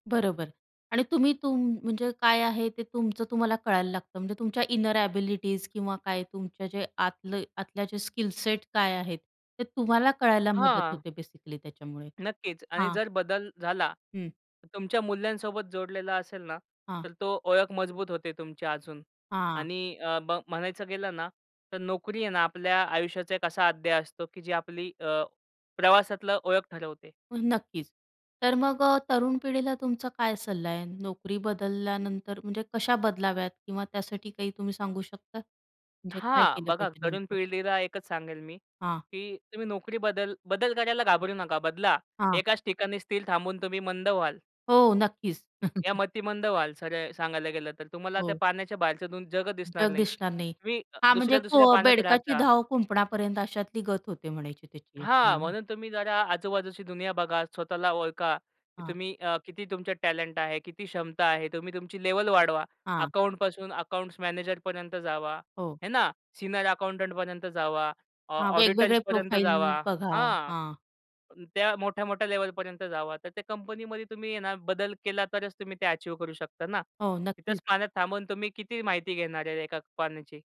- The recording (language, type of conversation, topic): Marathi, podcast, नोकरी बदलल्यानंतर तुमची ओळख बदलते का?
- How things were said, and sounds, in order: in English: "इनर एबिलिटीज"; in English: "बेसिकली"; other noise; chuckle; tapping; in English: "अकाउंटंट"; in English: "ऑडिटर्स"; in English: "प्रोफाईल"